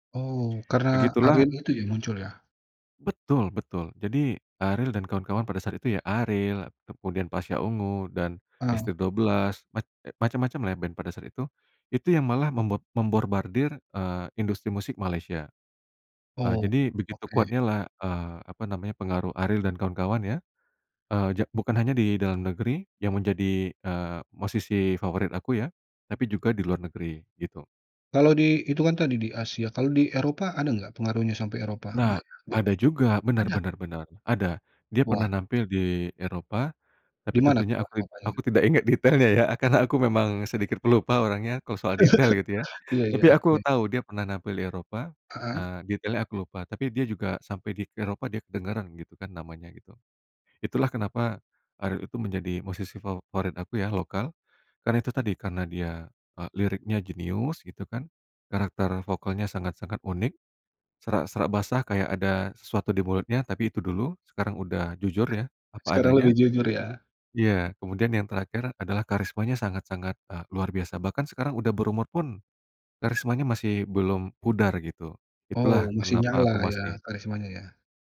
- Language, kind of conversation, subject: Indonesian, podcast, Siapa musisi lokal favoritmu?
- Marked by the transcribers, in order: other background noise; laughing while speaking: "ingat detailnya, ya"; chuckle